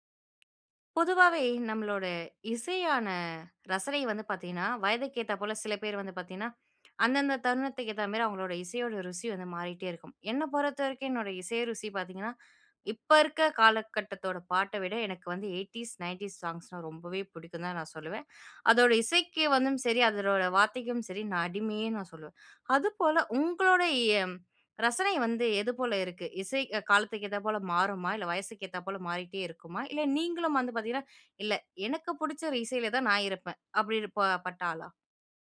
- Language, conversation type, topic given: Tamil, podcast, வயது அதிகரிக்கும்போது இசை ரசனை எப்படி மாறுகிறது?
- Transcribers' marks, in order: other noise; breath; in English: "எய்ட்டீஸ், நைன்ட்டீஸ் சாங்ஸ்னா"; "பிடிக்கும்" said as "புடிக்கும்"; "பிடிச்ச" said as "புடிச்ச"